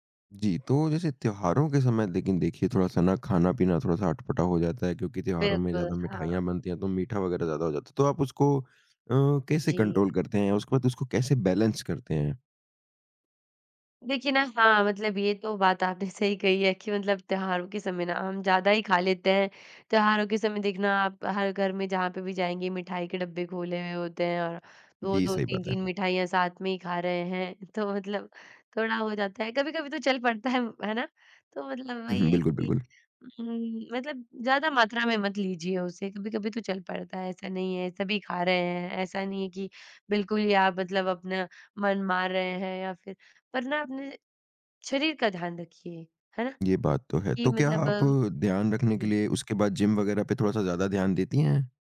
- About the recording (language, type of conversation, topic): Hindi, podcast, रिकवरी के दौरान खाने-पीने में आप क्या बदलाव करते हैं?
- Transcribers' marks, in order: in English: "कंट्रोल"; in English: "बैलेंस"